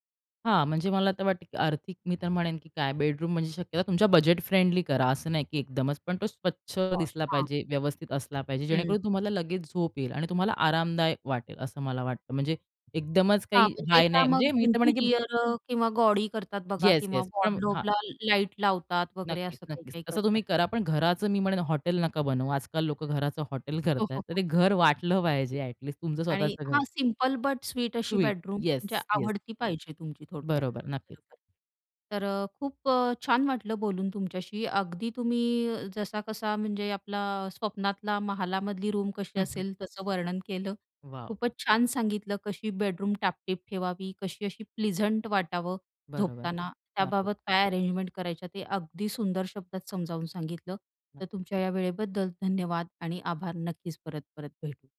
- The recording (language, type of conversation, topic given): Marathi, podcast, झोपेची जागा अधिक आरामदायी कशी बनवता?
- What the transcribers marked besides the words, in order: tapping; other background noise; in English: "बेडरूम"; background speech; in English: "इंटिरिअर"; in English: "वॉर्डरोबला"; unintelligible speech; laughing while speaking: "करतायेत"; laughing while speaking: "हो, हो, हो"; other noise; in English: "बेडरूम"; in English: "रूम"; in English: "बेडरूम"; in English: "प्लीझंट"